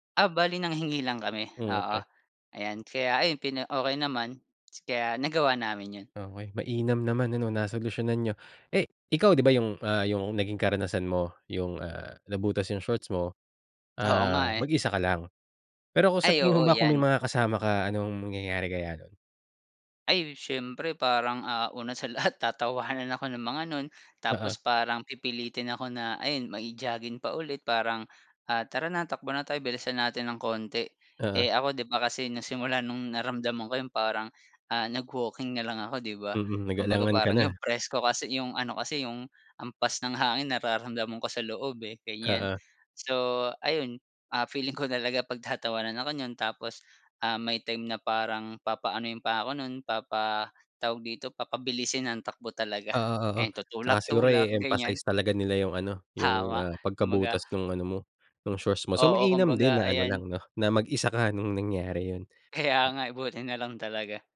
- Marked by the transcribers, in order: none
- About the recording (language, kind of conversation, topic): Filipino, podcast, Maaari mo bang ibahagi ang isang nakakatawa o nakakahiya mong kuwento tungkol sa hilig mo?